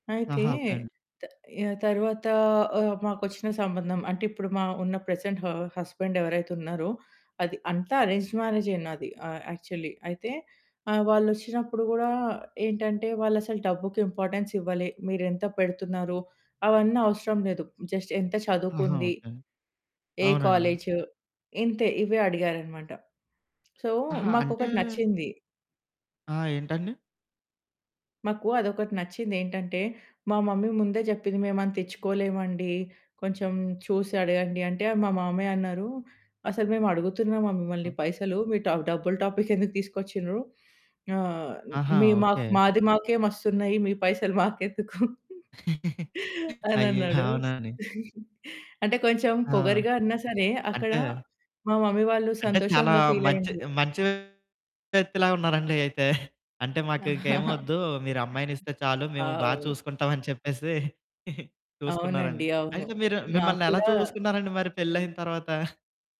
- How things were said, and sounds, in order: in English: "ప్రెజెంట్ హ హస్బెండ్"; in English: "అరేంజ్‌డ్"; in English: "యాక్చువల్లీ"; in English: "ఇంపార్టెన్స్"; in English: "జస్ట్"; in English: "సో"; distorted speech; in English: "మమ్మీ"; in English: "టాపిక్"; chuckle; giggle; chuckle; in English: "మమ్మీ"; other background noise; chuckle; chuckle
- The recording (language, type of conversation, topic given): Telugu, podcast, వివాహ జీవితంలో రెండు సంస్కృతులను మీరు ఎలా సమన్వయం చేసుకుంటారు?